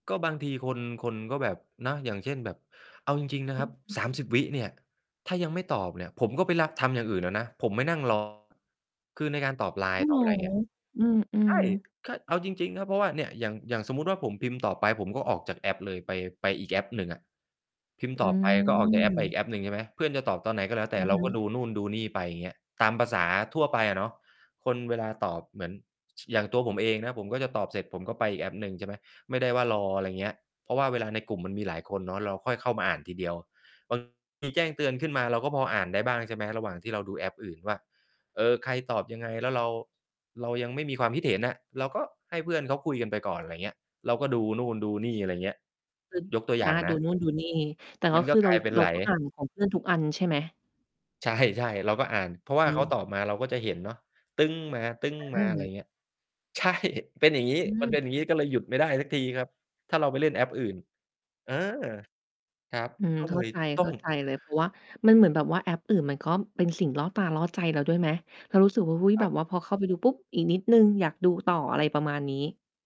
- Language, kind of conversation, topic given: Thai, podcast, คุณมีเทคนิคอะไรบ้างที่จะเลิกเล่นโทรศัพท์มือถือดึกๆ?
- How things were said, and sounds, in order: distorted speech; drawn out: "อืม"; other background noise; laughing while speaking: "ใช่"; laughing while speaking: "ใช่"